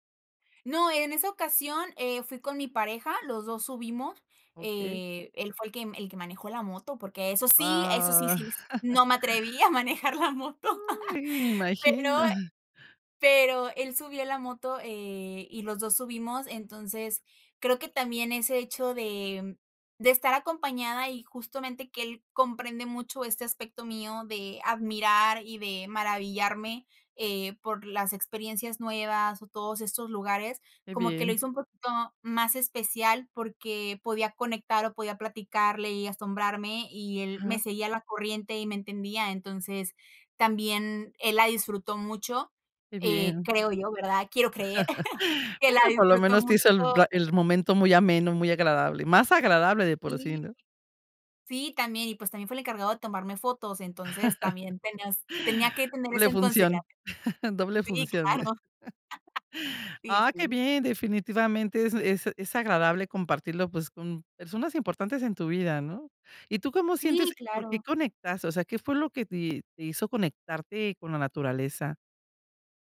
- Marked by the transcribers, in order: chuckle; laughing while speaking: "a manejar la moto"; laugh; chuckle; chuckle; chuckle; laugh
- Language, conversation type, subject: Spanish, podcast, Cuéntame sobre una experiencia que te conectó con la naturaleza